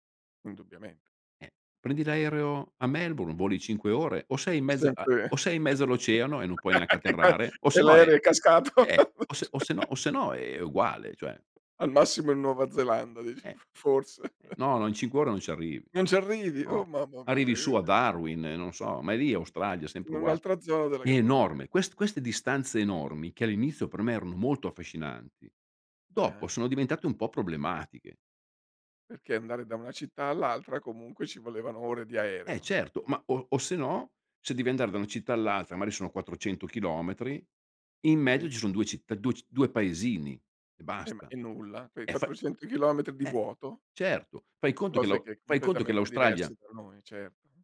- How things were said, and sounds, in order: unintelligible speech; laugh; unintelligible speech; laughing while speaking: "cascato"; chuckle; tapping; laughing while speaking: "forse"; chuckle; unintelligible speech; "zona" said as "ziona"
- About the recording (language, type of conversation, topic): Italian, podcast, Quale persona che hai incontrato ti ha spinto a provare qualcosa di nuovo?